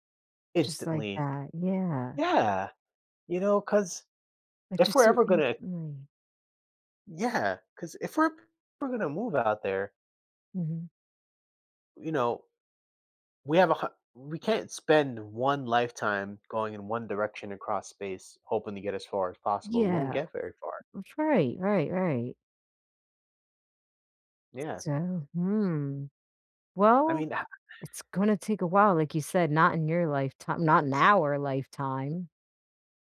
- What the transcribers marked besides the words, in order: exhale; stressed: "our"; other background noise
- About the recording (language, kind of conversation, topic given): English, unstructured, How will technology change the way we travel in the future?